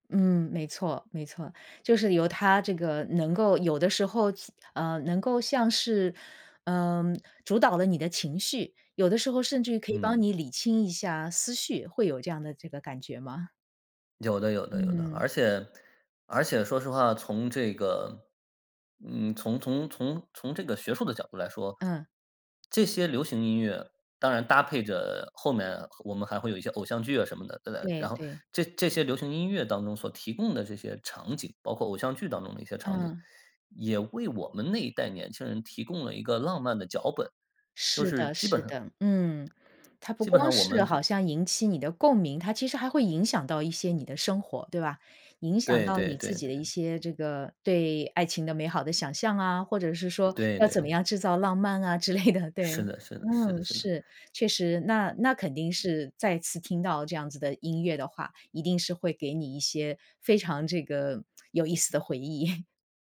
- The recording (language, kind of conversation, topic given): Chinese, podcast, 家人播放老歌时会勾起你哪些往事？
- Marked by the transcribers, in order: other noise; laughing while speaking: "之类的"; chuckle